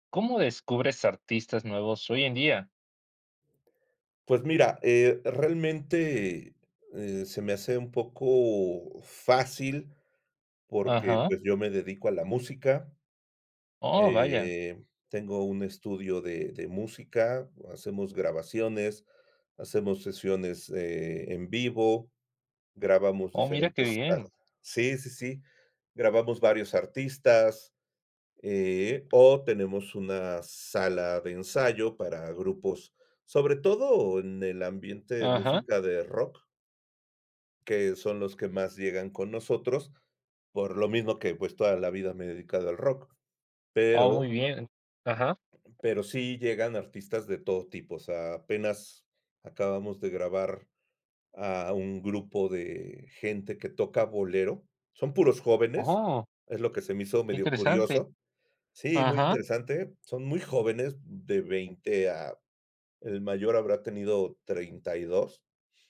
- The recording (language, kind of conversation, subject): Spanish, podcast, ¿Cómo descubres artistas nuevos hoy en día?
- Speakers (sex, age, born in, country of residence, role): male, 25-29, Mexico, Mexico, host; male, 55-59, Mexico, Mexico, guest
- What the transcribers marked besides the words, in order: other background noise